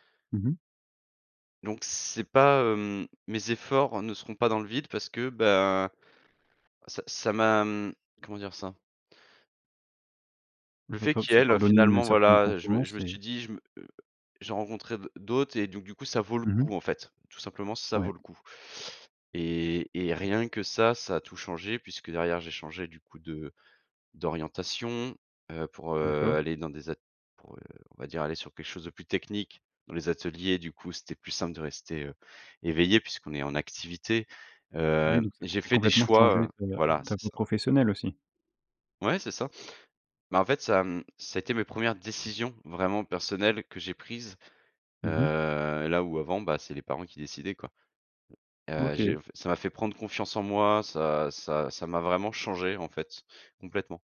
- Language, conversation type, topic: French, podcast, Quelle rencontre t’a fait voir la vie autrement ?
- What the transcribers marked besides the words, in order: unintelligible speech; other background noise